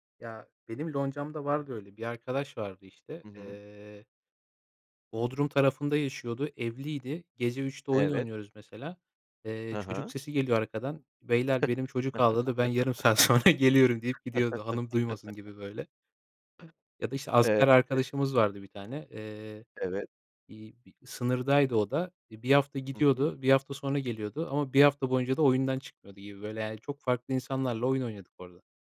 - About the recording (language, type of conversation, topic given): Turkish, podcast, Hobiniz sayesinde tanıştığınız insanlardan bahseder misiniz?
- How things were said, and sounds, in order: chuckle; laughing while speaking: "sonra geliyorum"; chuckle; other noise; other background noise